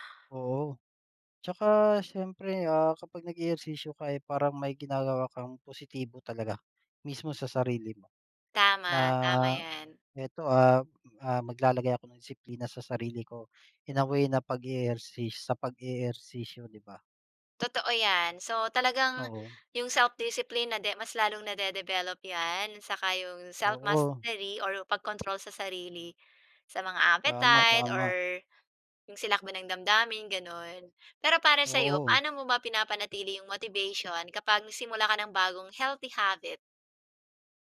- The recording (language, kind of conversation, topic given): Filipino, unstructured, Ano ang pinakaepektibong paraan para simulan ang mas malusog na pamumuhay?
- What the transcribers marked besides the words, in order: tapping